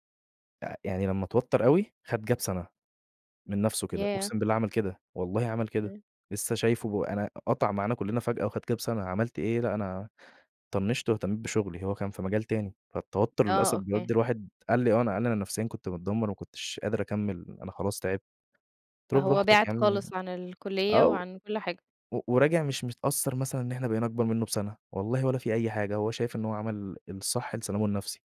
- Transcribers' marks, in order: in English: "Gap"; in English: "Gap"; tapping; unintelligible speech
- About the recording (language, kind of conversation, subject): Arabic, podcast, لما بتحس بتوتر فجأة، بتعمل إيه؟